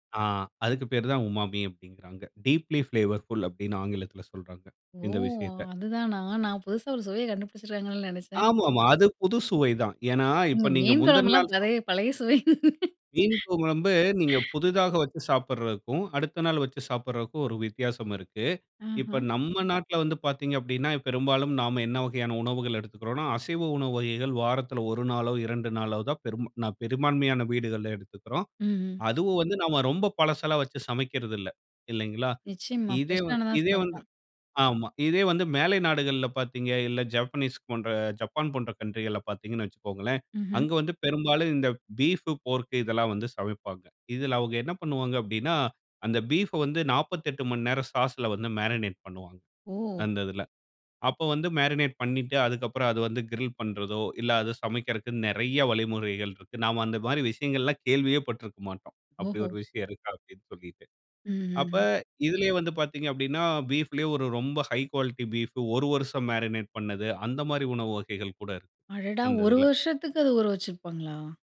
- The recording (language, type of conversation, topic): Tamil, podcast, சுவை நுண்ணுணர்வை வளர்க்கும் எளிய பயிற்சிகள் என்ன?
- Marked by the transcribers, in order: in English: "உமாமி"; in English: "டீப்லி பிளேவர்ஃபுல்"; tapping; laughing while speaking: "மீன் குழம்புலாம் பழைய, பழைய சுவை"; unintelligible speech; other background noise; in English: "ஃபிரஷ்"; in English: "மேரினேட்"; in English: "மேரினேட்"; in English: "மேரினேட்"; surprised: "அடடா! ஒரு வருஷத்துக்கு அது ஊற வச்சிருப்பாங்களா?"